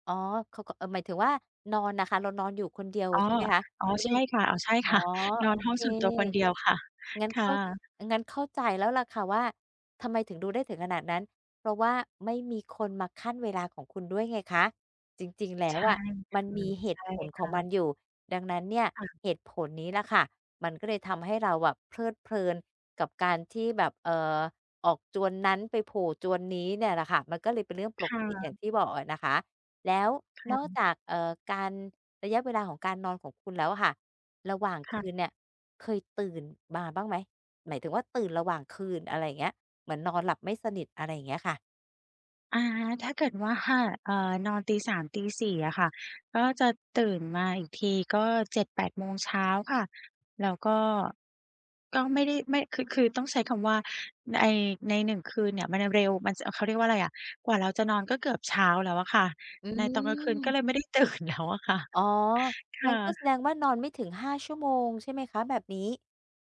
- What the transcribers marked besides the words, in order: other background noise; tapping; laughing while speaking: "ตื่นแล้วอะ"
- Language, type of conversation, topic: Thai, advice, จะสร้างกิจวัตรก่อนนอนอย่างไรให้ช่วยหลับได้เร็วขึ้น?